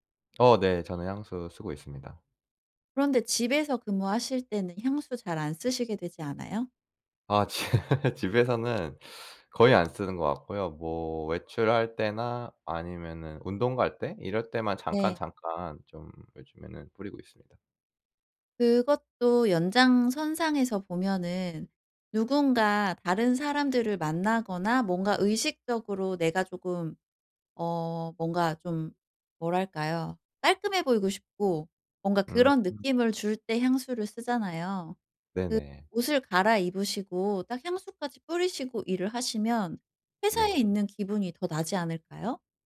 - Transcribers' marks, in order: laughing while speaking: "지"; teeth sucking; tapping; other background noise
- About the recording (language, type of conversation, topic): Korean, advice, 주의 산만함을 어떻게 관리하면 집중을 더 잘할 수 있을까요?